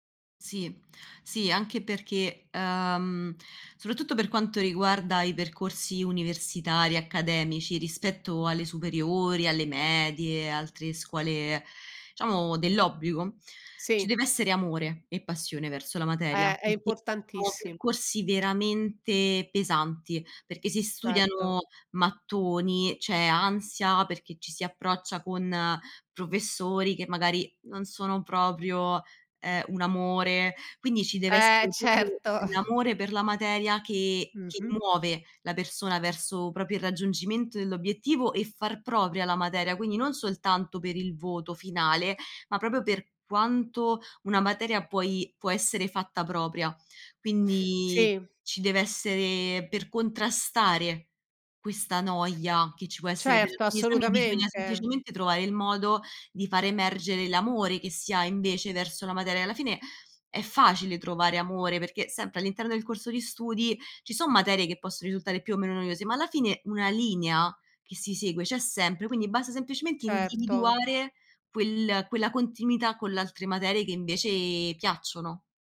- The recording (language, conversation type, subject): Italian, podcast, Come fai a trovare la motivazione quando studiare ti annoia?
- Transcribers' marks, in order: "proprio" said as "propio"; laughing while speaking: "certo"; other background noise